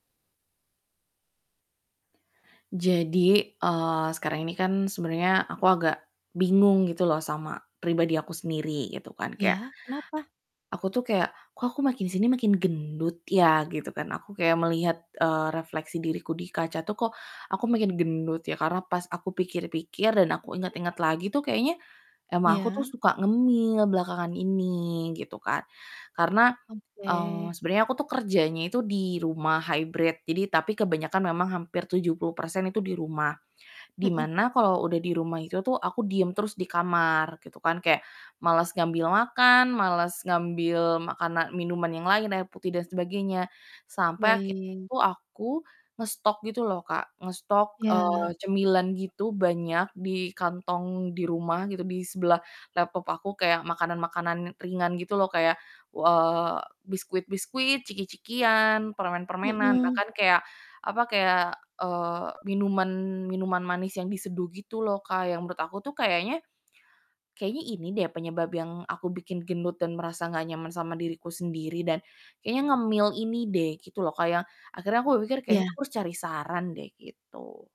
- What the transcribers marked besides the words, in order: distorted speech; other background noise
- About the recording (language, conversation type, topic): Indonesian, advice, Apa yang bisa saya lakukan agar lebih mudah menahan godaan ngemil, terutama pada sore dan malam hari?